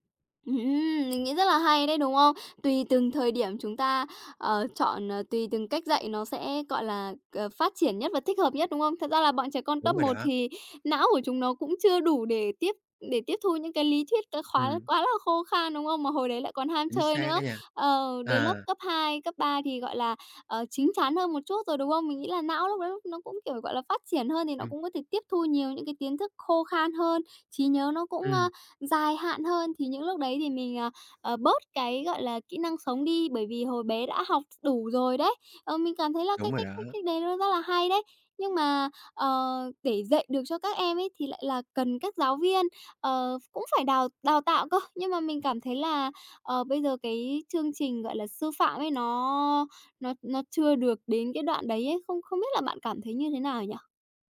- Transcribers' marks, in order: tapping; other background noise
- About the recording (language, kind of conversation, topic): Vietnamese, podcast, Bạn nghĩ nhà trường nên dạy kỹ năng sống như thế nào?